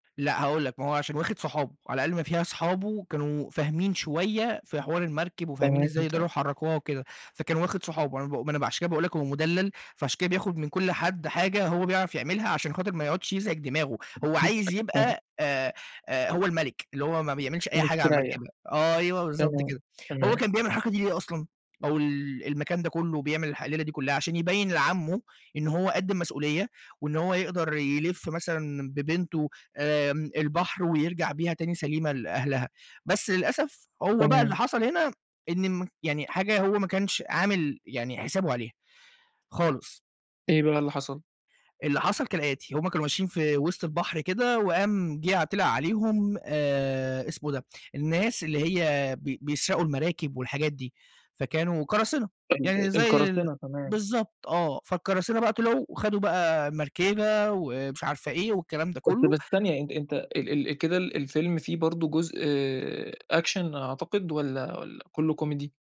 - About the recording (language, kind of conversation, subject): Arabic, podcast, إيه آخر فيلم أثّر فيك؟
- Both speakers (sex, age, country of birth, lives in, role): male, 20-24, Egypt, Egypt, guest; male, 20-24, Egypt, Egypt, host
- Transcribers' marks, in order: unintelligible speech; unintelligible speech; tapping; in English: "Action"